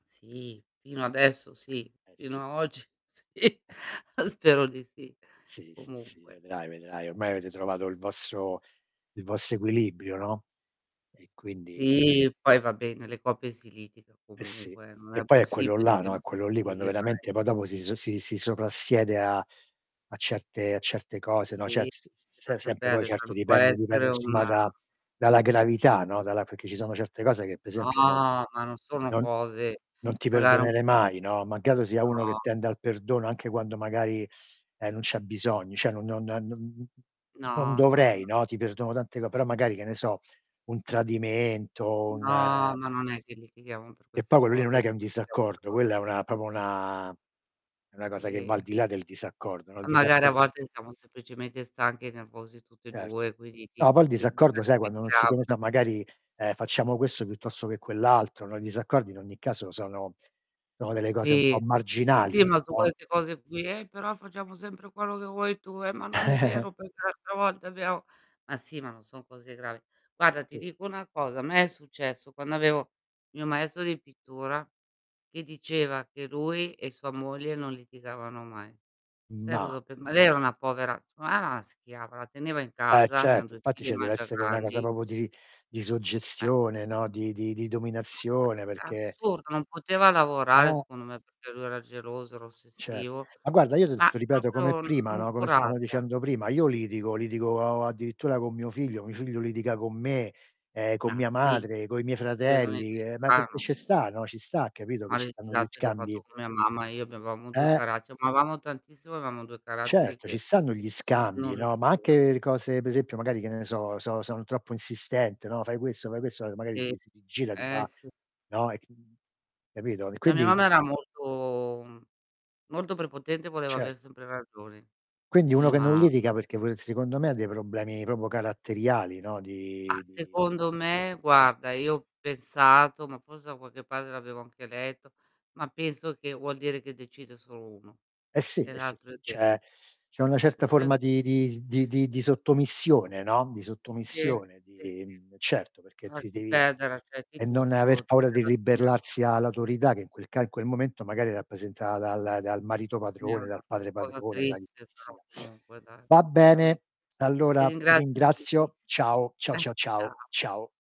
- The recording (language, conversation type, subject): Italian, unstructured, Qual è il modo migliore per risolvere un disaccordo?
- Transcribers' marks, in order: tapping; laughing while speaking: "sì"; chuckle; static; distorted speech; "cioè" said as "ceh"; other background noise; drawn out: "No"; "magari" said as "magare"; "malgrado" said as "maggrado"; "cioè" said as "ceh"; unintelligible speech; "proprio" said as "propo"; "questo" said as "quesso"; "piuttosto" said as "piuttosso"; "sono" said as "ono"; put-on voice: "Ehi, però facciamo sempre quello … l'altra volta abbiamo"; "vuoi" said as "uoi"; chuckle; "maestro" said as "maesso"; "lei" said as "rie"; "secondo" said as "suè"; "era" said as "ea"; "una" said as "na"; "avevano" said as "avean"; "grandi" said as "candi"; "proprio" said as "propo"; "suggestione" said as "soggestione"; "ti" said as "to"; "proprio" said as "propio"; "stavamo" said as "staamo"; "avevamo" said as "aveamo"; stressed: "scambi"; "per" said as "er"; "questo" said as "quesso"; "questo" said as "quesso"; drawn out: "era molto"; "vuole" said as "vulì"; "proprio" said as "propo"; "pensato" said as "pessato"; "forse" said as "fose"; "ti" said as "zi"; "ribellarsi" said as "ribberlarsi"; unintelligible speech; "Va" said as "Ba"; chuckle